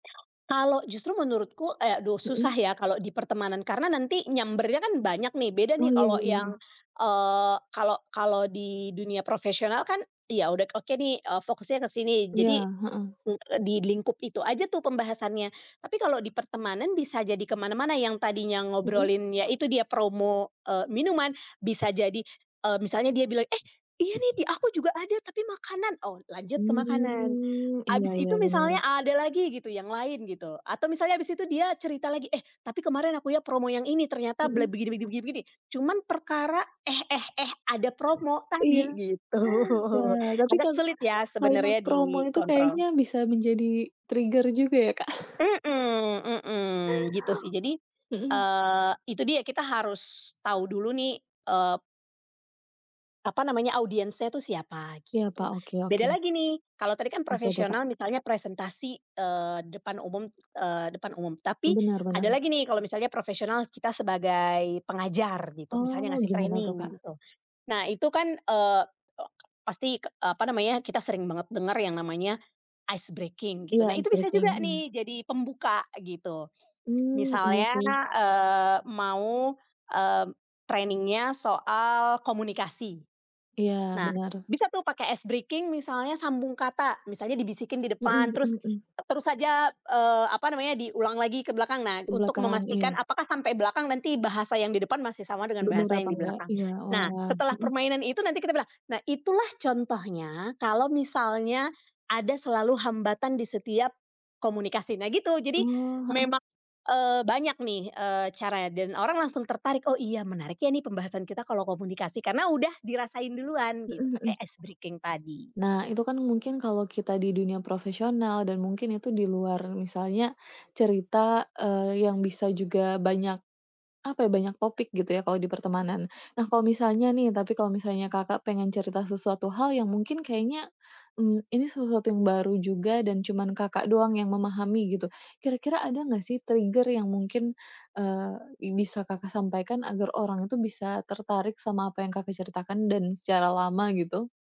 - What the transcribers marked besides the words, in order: other background noise; laughing while speaking: "gitu"; background speech; in English: "trigger"; chuckle; in English: "training"; in English: "ice breaking"; in English: "ice breaking"; in English: "training-nya"; in English: "ice breaking"; tapping; in English: "ice breaking"; in English: "trigger"
- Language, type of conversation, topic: Indonesian, podcast, Bagaimana biasanya kamu memulai sebuah cerita agar orang langsung tertarik?